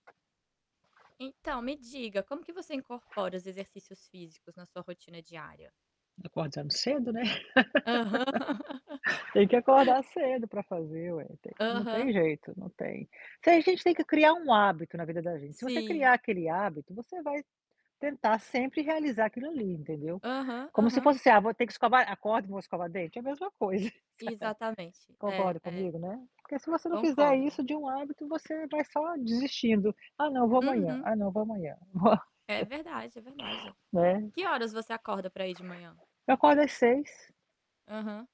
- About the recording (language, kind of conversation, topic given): Portuguese, unstructured, Como você incorpora exercícios físicos na sua rotina diária?
- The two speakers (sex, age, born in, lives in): female, 30-34, Brazil, Portugal; female, 55-59, Brazil, United States
- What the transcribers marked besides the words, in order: tapping; other background noise; laugh; laughing while speaking: "Aham"; chuckle; chuckle